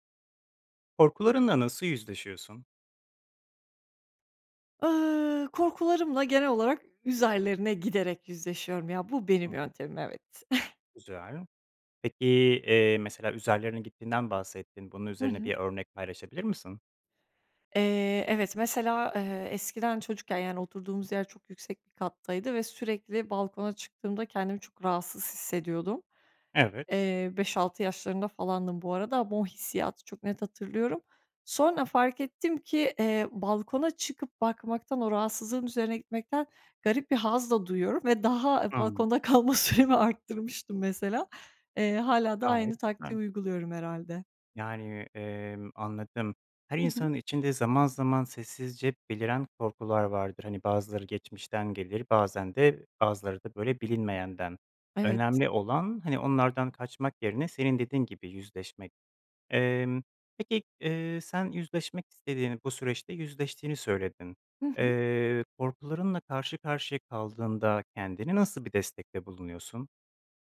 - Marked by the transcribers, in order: unintelligible speech; chuckle; laughing while speaking: "kalma süremi arttırmıştım"
- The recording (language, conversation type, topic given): Turkish, podcast, Korkularınla nasıl yüzleşiyorsun, örnek paylaşır mısın?
- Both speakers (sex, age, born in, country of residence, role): female, 30-34, Turkey, Bulgaria, guest; male, 25-29, Turkey, Poland, host